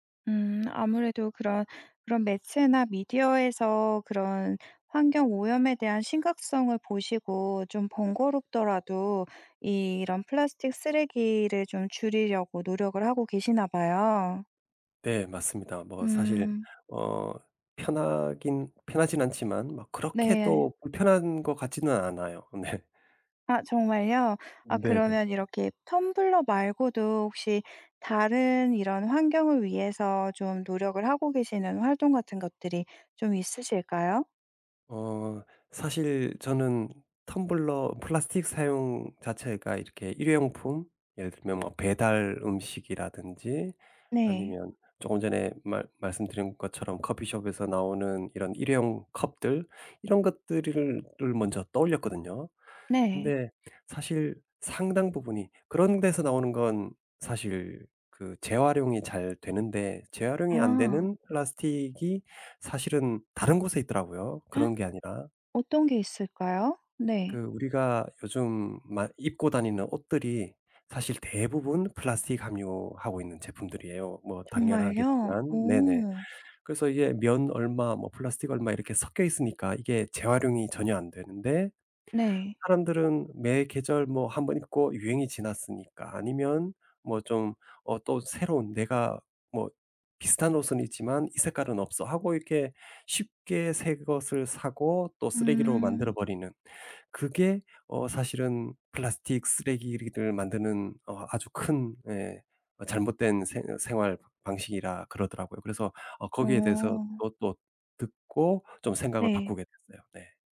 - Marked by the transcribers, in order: laughing while speaking: "네"; tapping; gasp
- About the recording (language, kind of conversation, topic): Korean, podcast, 플라스틱 쓰레기를 줄이기 위해 일상에서 실천할 수 있는 현실적인 팁을 알려주실 수 있나요?